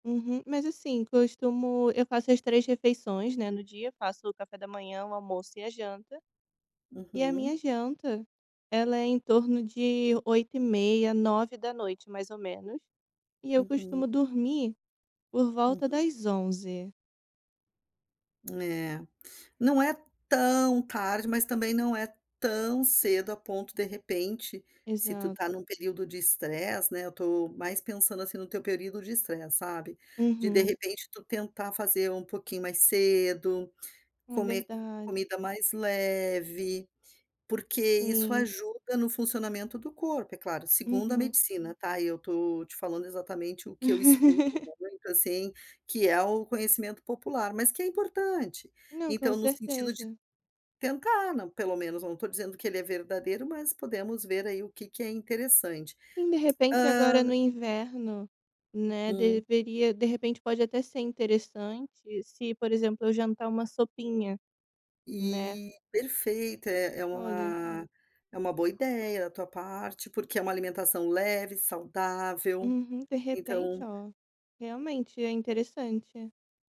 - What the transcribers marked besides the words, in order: tapping; chuckle
- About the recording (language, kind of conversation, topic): Portuguese, advice, Como a insônia causada por pensamentos ansiosos que não param à noite afeta você?